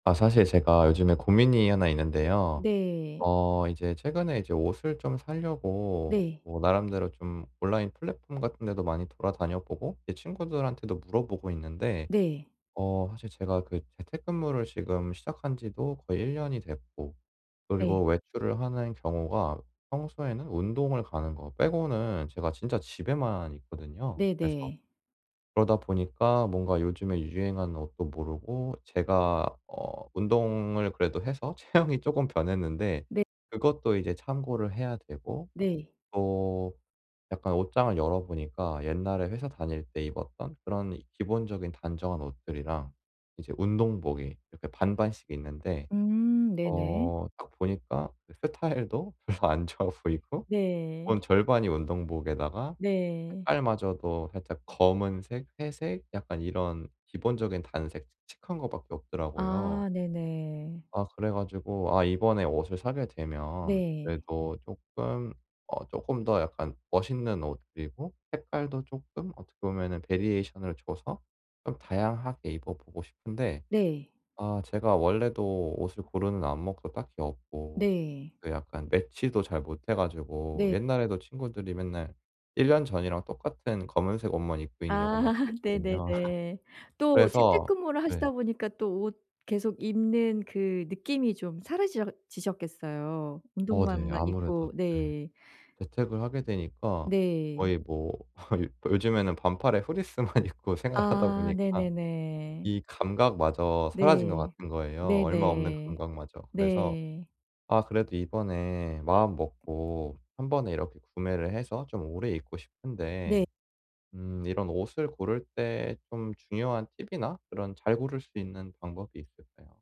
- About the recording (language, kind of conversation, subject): Korean, advice, 어떤 옷차림이 저에게 가장 잘 어울리는지 어떻게 정하면 좋을까요?
- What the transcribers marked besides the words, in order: laughing while speaking: "체형이"; laughing while speaking: "별로 안 좋아 보이고"; other background noise; tapping; laugh; laugh; laugh; laughing while speaking: "フリース만 입고 생활하다 보니까"; in Japanese: "フリース만"